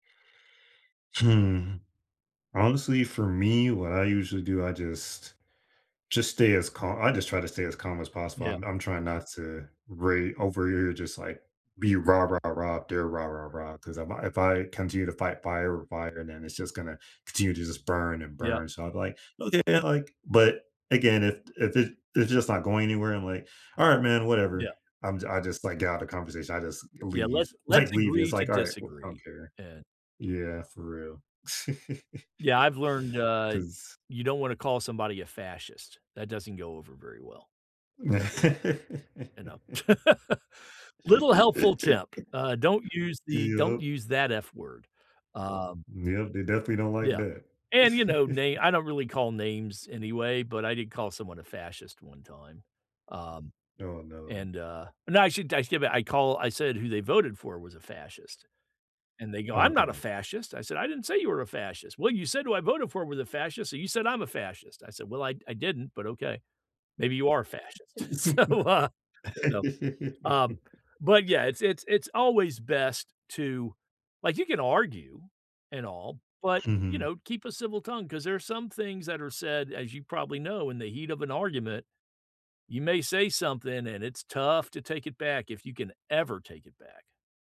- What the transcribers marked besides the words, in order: laughing while speaking: "like"; laugh; tapping; laugh; laugh; chuckle; unintelligible speech; laugh; laughing while speaking: "So, uh"; stressed: "tough"; stressed: "ever"
- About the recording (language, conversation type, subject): English, unstructured, How do you handle situations when your values conflict with others’?